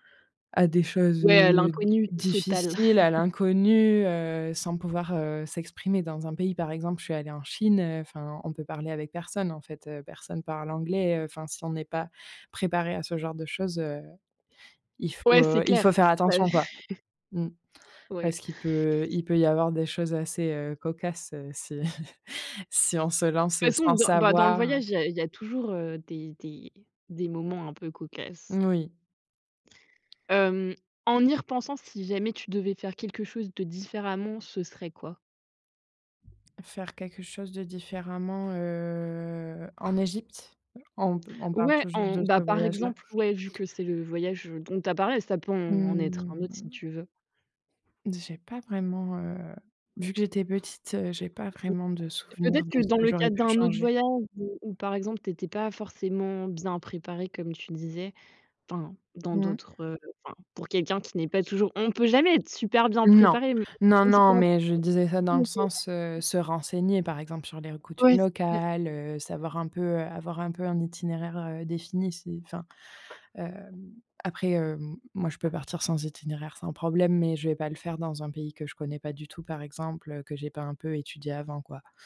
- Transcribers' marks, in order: laugh; tapping; unintelligible speech; chuckle; chuckle; other background noise; chuckle; other noise; drawn out: "heu"; drawn out: "Mmh"; unintelligible speech; unintelligible speech
- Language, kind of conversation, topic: French, podcast, Peux-tu raconter une aventure qui a changé ta façon de voir les choses ?